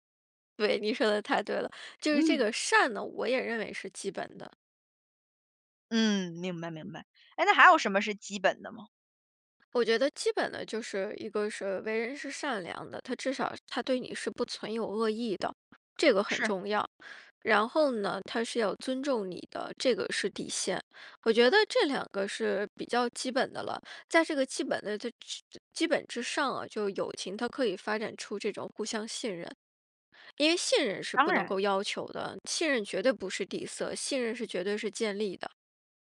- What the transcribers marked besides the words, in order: laughing while speaking: "对，你说得太对了"; other background noise
- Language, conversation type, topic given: Chinese, podcast, 你觉得什么样的人才算是真正的朋友？